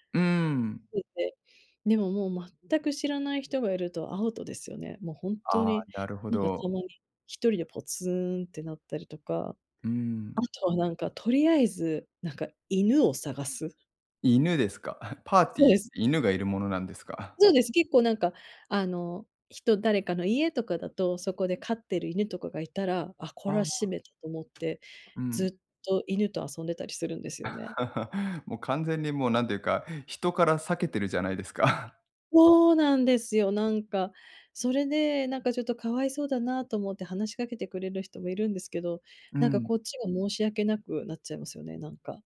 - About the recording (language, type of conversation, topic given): Japanese, advice, パーティーで居心地が悪いとき、どうすれば楽しく過ごせますか？
- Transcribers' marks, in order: unintelligible speech; chuckle; chuckle; tapping; other background noise; chuckle; chuckle